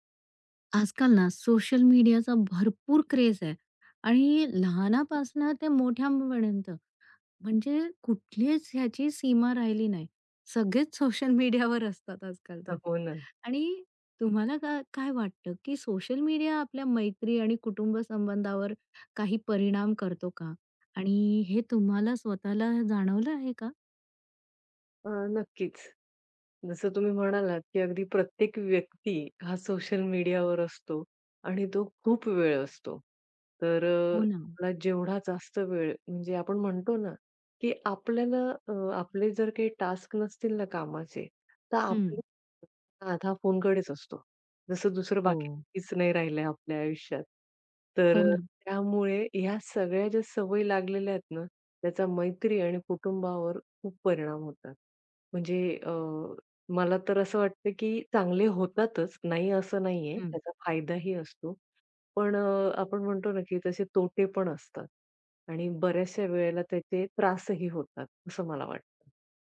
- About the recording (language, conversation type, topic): Marathi, podcast, सोशल मीडियामुळे मैत्री आणि कौटुंबिक नात्यांवर तुम्हाला कोणते परिणाम दिसून आले आहेत?
- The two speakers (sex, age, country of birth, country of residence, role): female, 40-44, India, India, guest; female, 45-49, India, India, host
- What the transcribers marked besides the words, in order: other background noise; laughing while speaking: "सोशल मीडियावर असतात आजकाल तर"; in English: "सोशल मीडिया"; in English: "टास्क"; unintelligible speech; laughing while speaking: "हो ना"; tapping